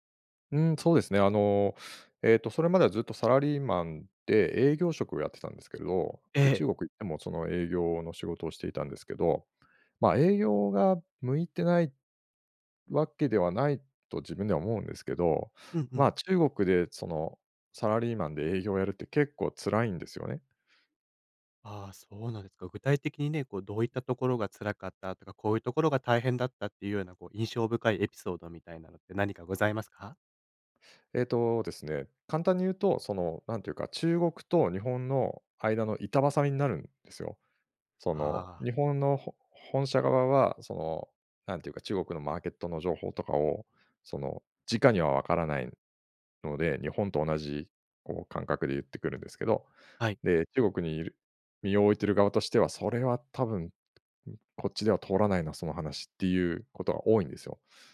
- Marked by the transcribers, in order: none
- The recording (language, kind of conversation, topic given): Japanese, podcast, キャリアの中で、転機となったアドバイスは何でしたか？
- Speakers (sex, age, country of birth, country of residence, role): male, 25-29, Japan, Portugal, host; male, 50-54, Japan, Japan, guest